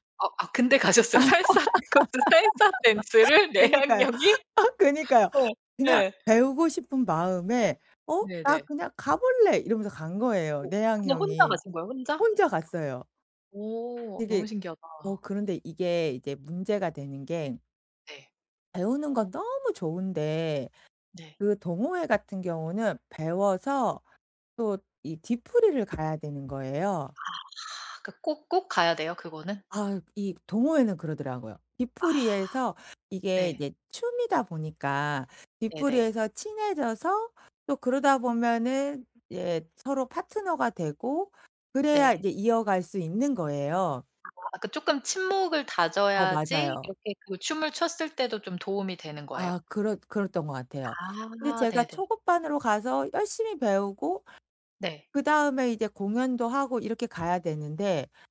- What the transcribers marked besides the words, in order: other background noise; laugh; laughing while speaking: "그니까요. 아 그니까요"; laughing while speaking: "가셨어요? 살사를 그것도 살사 댄스를? 내향형이?"; tapping; "그랬던" said as "그렇던"
- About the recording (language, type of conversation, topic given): Korean, podcast, 평생 학습을 시작하게 된 계기가 무엇인가요?